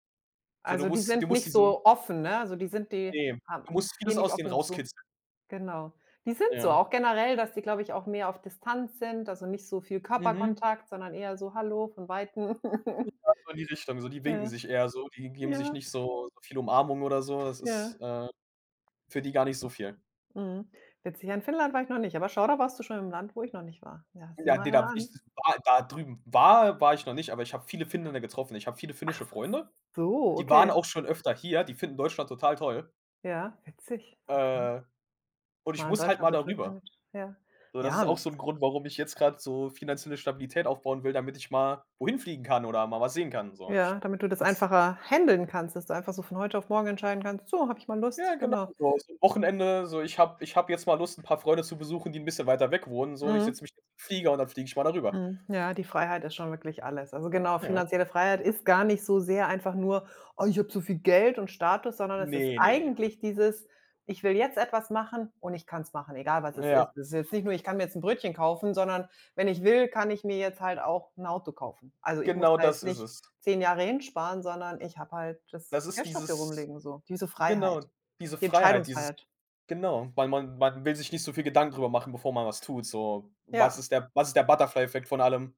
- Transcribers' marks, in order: chuckle; other background noise; "Finnen" said as "Finnländer"; put-on voice: "Oh, ich habe zu viel Geld"
- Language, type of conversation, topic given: German, unstructured, Was ist dein größtes Ziel, das du in den nächsten fünf Jahren erreichen möchtest?